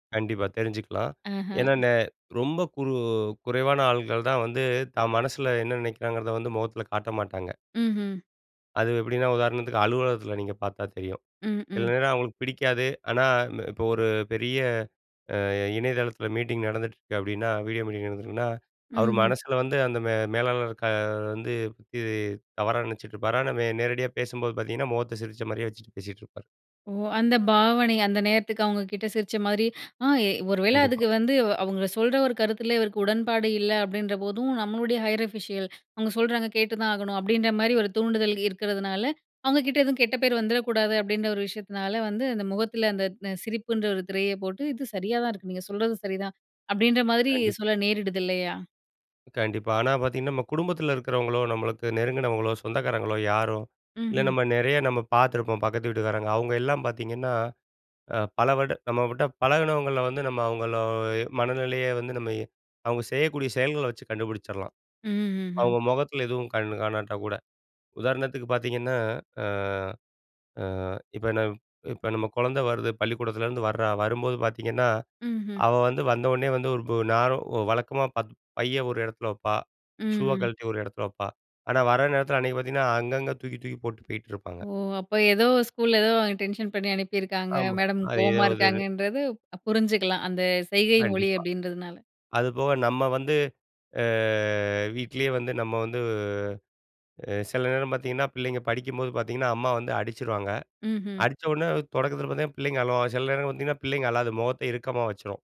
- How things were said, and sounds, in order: in English: "மீட்டிங்"; in English: "வீடியோ மீட்டிங்"; inhale; in English: "ஹையர் ஆஃபிஷியல்"; inhale; drawn out: "அவுங்கள"; "நேரா" said as "நாரோ"; "இதுன்னு" said as "ஏதோவதினு"; drawn out: "அ"
- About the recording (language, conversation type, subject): Tamil, podcast, மற்றவரின் உணர்வுகளை நீங்கள் எப்படிப் புரிந்துகொள்கிறீர்கள்?